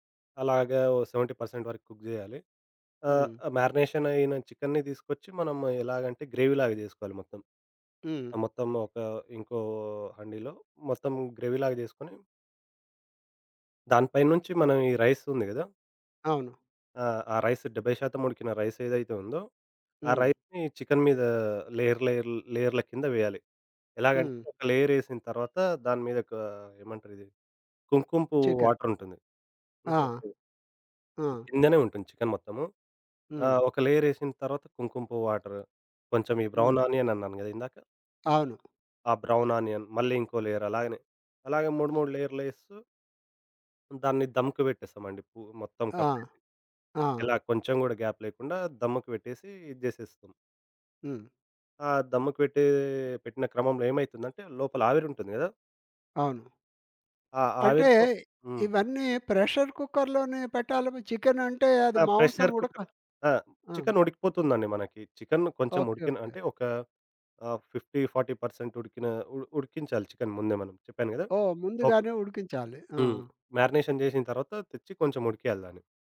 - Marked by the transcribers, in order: in English: "సెవెన్‌టీ పర్సెంట్"; in English: "కుక్"; in English: "మ్యారినేషన్"; in English: "గ్రేవీలాగా"; in Hindi: "హండీలో"; other background noise; in English: "గ్రేవీలాగా"; in English: "రైస్"; in English: "రైస్‌ని"; in English: "లేయర్, లేయర్"; in English: "బ్రౌన్ ఆనియన్"; in English: "బ్రౌన్ ఆనియన్"; in English: "లేయర్"; in English: "ధమ్‌కిబెట్టేస్తామండి"; in English: "గ్యాప్"; in English: "ప్రెషర్ కుక్కర్‌లోనే"; in English: "ప్రెషర్ కుక్కర్"; in English: "ఫిఫ్టీ ఫార్టీ పర్సెంట్"; in English: "మ్యారినేషన్"
- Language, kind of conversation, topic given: Telugu, podcast, వంటను కలిసి చేయడం మీ ఇంటికి ఎలాంటి ఆత్మీయ వాతావరణాన్ని తెస్తుంది?